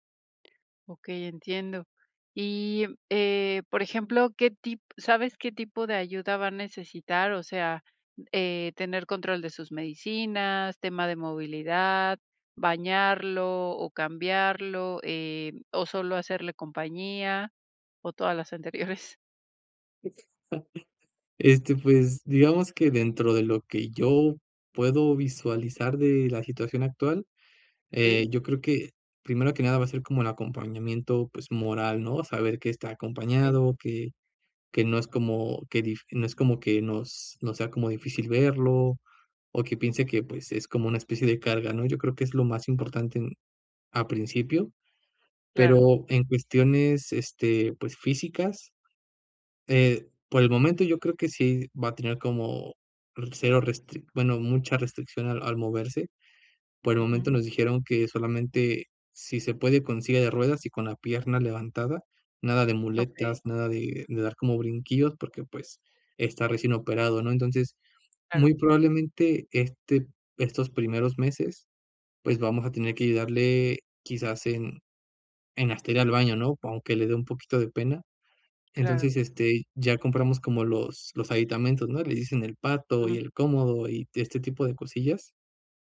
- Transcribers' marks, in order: other background noise; laughing while speaking: "anteriores?"
- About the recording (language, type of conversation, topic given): Spanish, advice, ¿Cómo puedo organizarme para cuidar de un familiar mayor o enfermo de forma repentina?